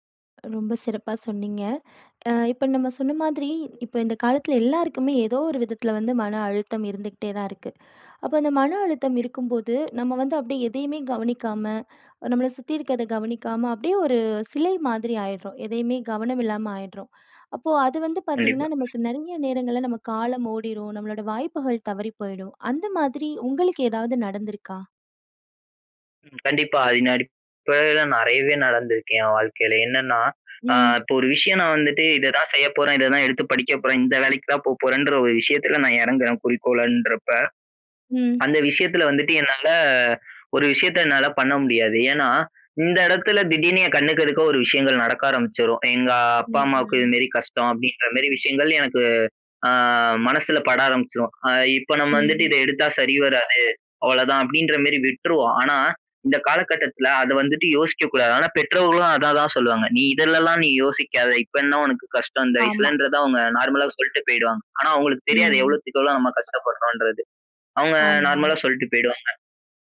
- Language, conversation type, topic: Tamil, podcast, மனஅழுத்தத்தை நீங்கள் எப்படித் தணிக்கிறீர்கள்?
- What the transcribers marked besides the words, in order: other background noise; other noise; "அடிப்படையில" said as "அடிப்பயில"